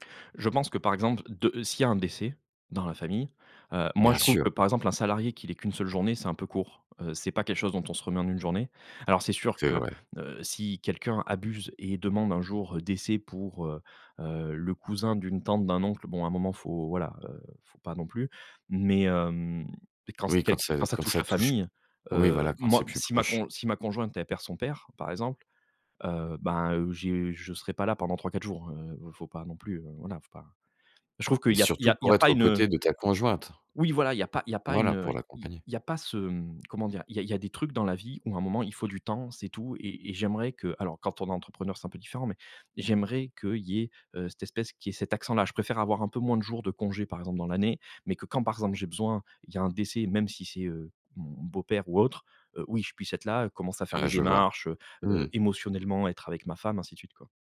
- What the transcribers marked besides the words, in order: tapping
- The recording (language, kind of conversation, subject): French, podcast, Comment gérez-vous l’équilibre entre votre vie professionnelle et votre vie personnelle ?